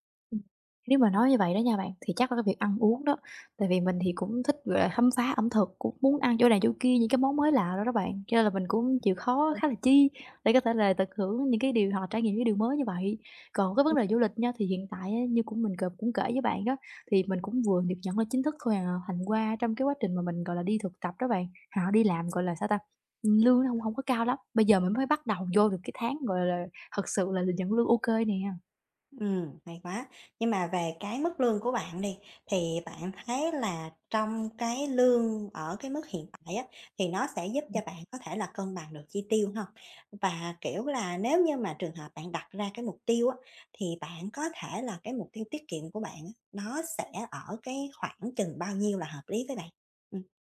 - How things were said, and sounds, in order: unintelligible speech; unintelligible speech; tapping; other background noise; unintelligible speech
- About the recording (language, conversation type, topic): Vietnamese, advice, Làm sao để cân bằng giữa việc hưởng thụ hiện tại và tiết kiệm dài hạn?